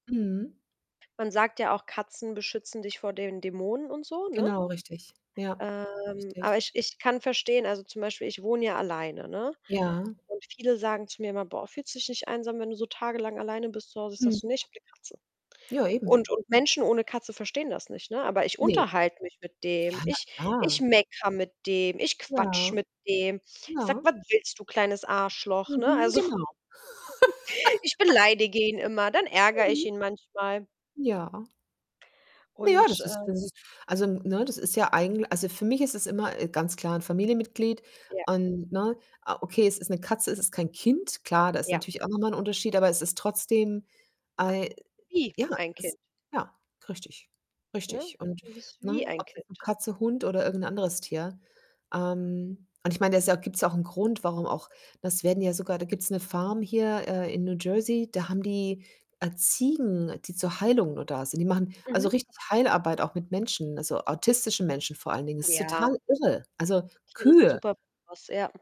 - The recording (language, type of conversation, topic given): German, unstructured, Wie können Tiere unser Wohlbefinden im Alltag verbessern?
- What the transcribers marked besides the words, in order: static; other background noise; distorted speech; chuckle; laugh; unintelligible speech